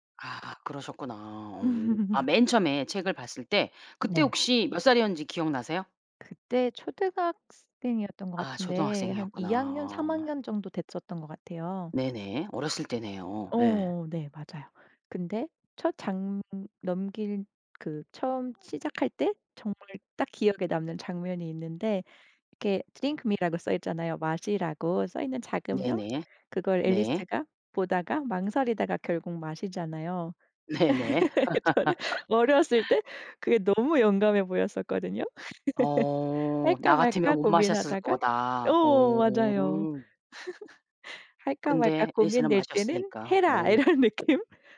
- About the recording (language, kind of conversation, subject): Korean, podcast, 좋아하는 이야기가 당신에게 어떤 영향을 미쳤나요?
- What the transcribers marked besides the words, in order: laugh; in English: "Drink me"; tapping; laughing while speaking: "네네"; laugh; laughing while speaking: "저는"; laugh; laugh; laughing while speaking: "이런 느낌?"